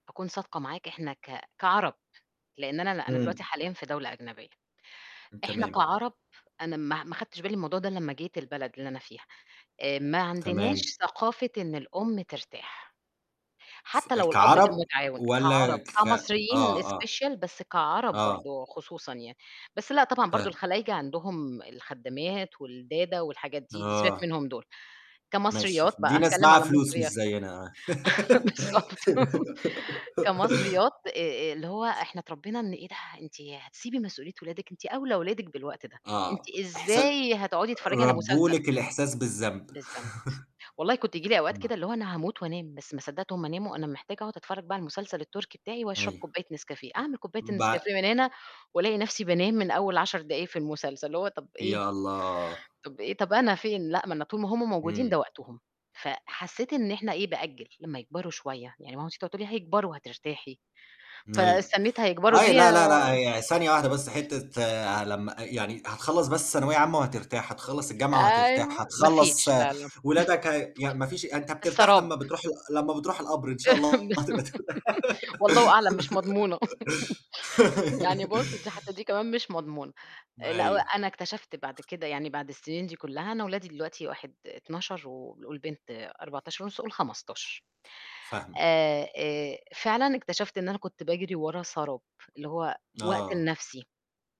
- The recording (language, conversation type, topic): Arabic, podcast, إزاي بتوازني بين راحتك وواجبات البيت؟
- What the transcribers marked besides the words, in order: in English: "special"; chuckle; laughing while speaking: "بالضبط"; giggle; "بالضبط" said as "بالزنت"; chuckle; chuckle; giggle; chuckle; distorted speech; giggle; tapping